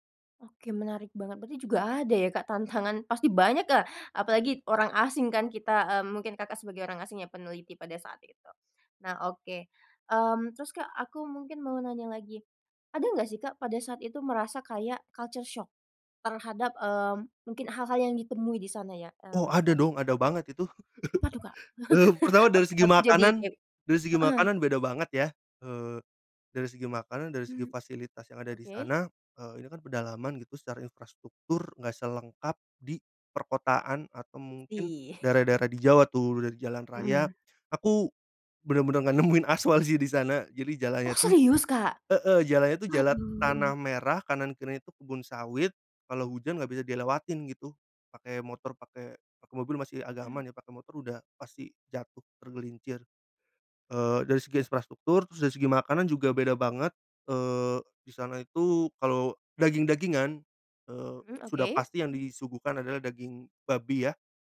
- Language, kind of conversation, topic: Indonesian, podcast, Bagaimana cara kamu berinteraksi dengan budaya asing?
- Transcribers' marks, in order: other background noise; laughing while speaking: "tantangan"; in English: "culture shock"; laugh; chuckle; laughing while speaking: "Ih"; laughing while speaking: "nggak nemuin"